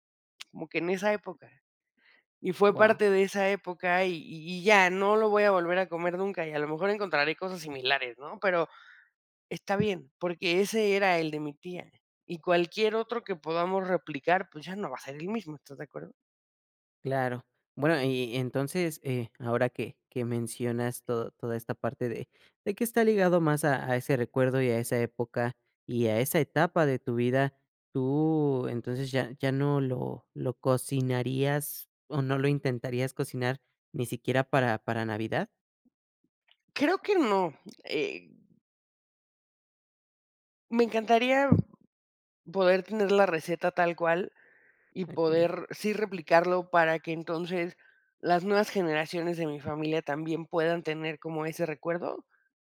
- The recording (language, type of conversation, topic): Spanish, podcast, ¿Qué platillo te trae recuerdos de celebraciones pasadas?
- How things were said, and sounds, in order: tapping